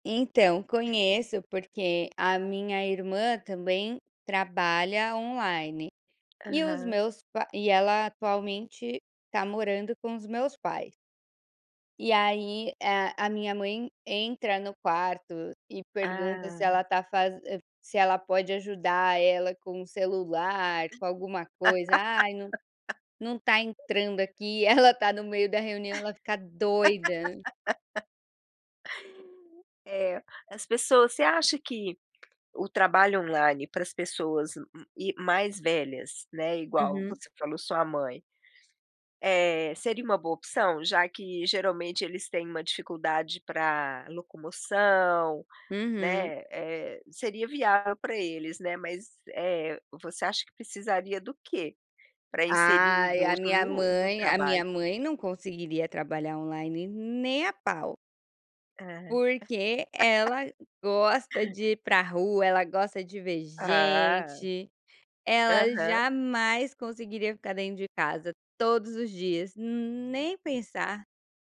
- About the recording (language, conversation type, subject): Portuguese, podcast, Como você mantém o foco ao trabalhar de casa?
- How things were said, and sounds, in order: other noise; tapping; laugh; laugh; laugh